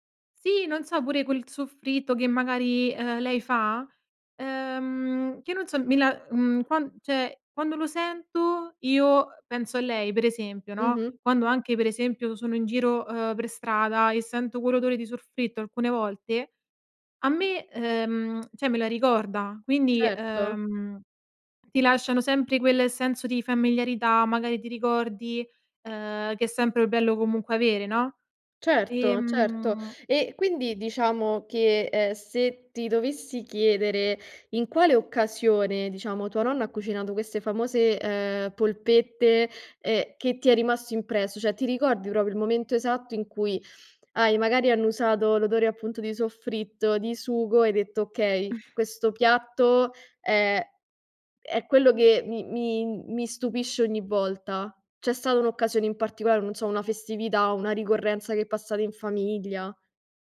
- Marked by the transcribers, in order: tapping; "soffritto" said as "sorfritto"; tongue click; other background noise; chuckle
- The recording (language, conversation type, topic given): Italian, podcast, Quali sapori ti riportano subito alle cene di famiglia?